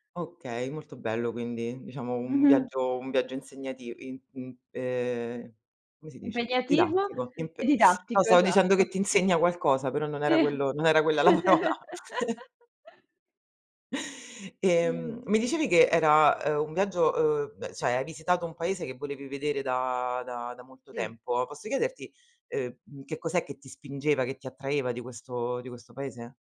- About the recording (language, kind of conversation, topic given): Italian, podcast, Puoi raccontarmi di un viaggio che ti ha cambiato la vita?
- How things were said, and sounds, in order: other background noise; laughing while speaking: "Sì"; laughing while speaking: "la parola!"; laugh; chuckle; inhale; unintelligible speech; "cioè" said as "ceh"